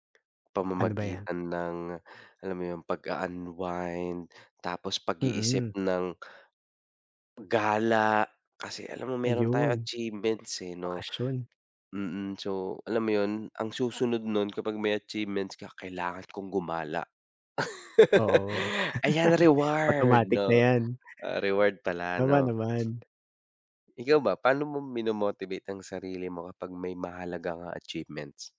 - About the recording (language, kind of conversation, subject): Filipino, unstructured, Paano mo ipinagdiriwang ang tagumpay sa trabaho?
- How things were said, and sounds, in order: chuckle; laugh